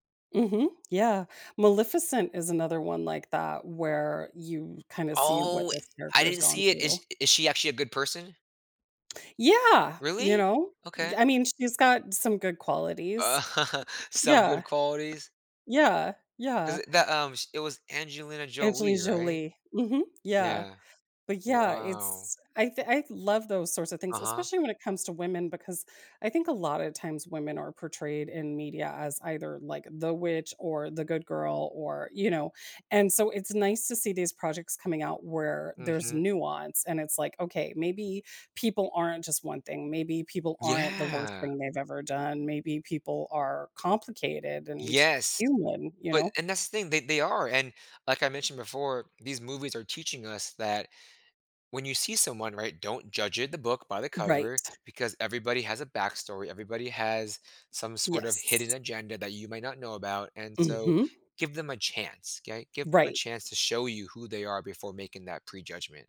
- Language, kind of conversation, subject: English, unstructured, How can a movie's surprising lesson help me in real life?
- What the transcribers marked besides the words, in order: tapping; laugh; drawn out: "Yeah"